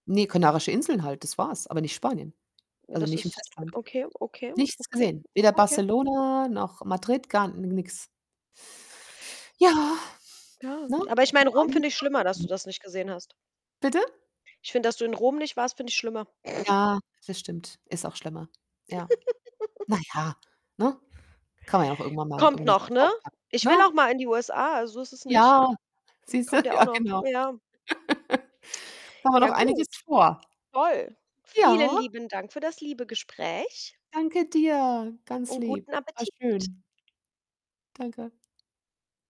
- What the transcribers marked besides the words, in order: other background noise; distorted speech; snort; giggle; laughing while speaking: "du, ja"; giggle
- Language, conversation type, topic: German, unstructured, Welche Reiseziele stehen ganz oben auf deiner Wunschliste und warum?
- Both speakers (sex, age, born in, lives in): female, 30-34, Italy, Germany; female, 50-54, Germany, Germany